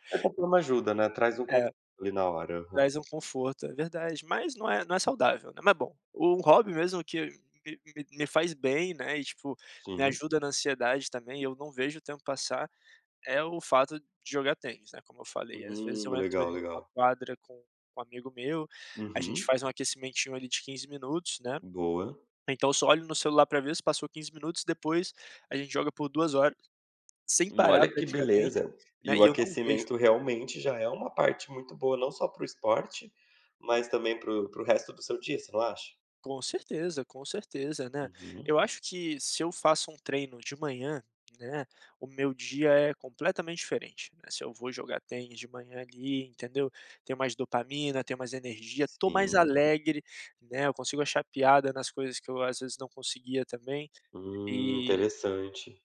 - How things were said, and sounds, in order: none
- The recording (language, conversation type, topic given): Portuguese, podcast, Qual é um hobby que faz você sentir que o seu tempo rende mais?